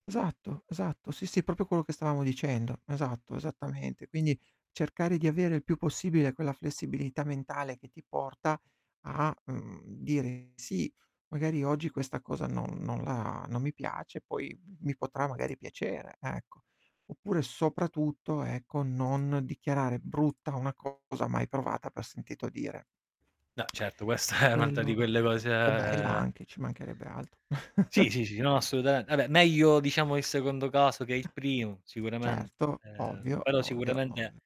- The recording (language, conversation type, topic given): Italian, unstructured, Come hai imparato a riconoscere e ad apprezzare la bellezza nei luoghi più inaspettati?
- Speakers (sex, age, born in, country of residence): male, 30-34, Italy, Italy; male, 40-44, Italy, Italy
- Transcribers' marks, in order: "proprio" said as "propio"; tapping; distorted speech; static; "soprattutto" said as "sopratutto"; laughing while speaking: "questa"; drawn out: "cose"; chuckle